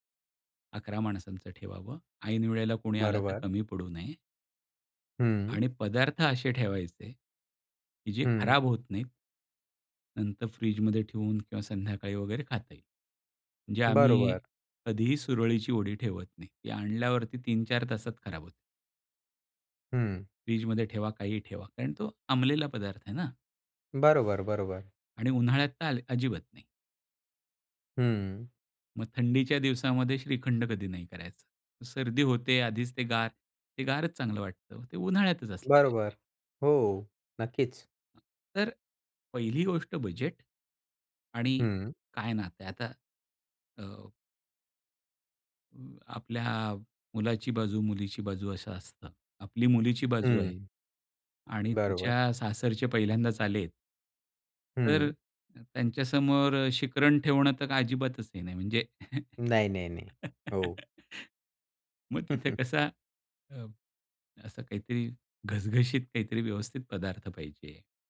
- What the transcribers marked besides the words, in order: other background noise; unintelligible speech; laugh; chuckle
- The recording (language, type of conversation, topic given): Marathi, podcast, तुम्ही पाहुण्यांसाठी मेनू कसा ठरवता?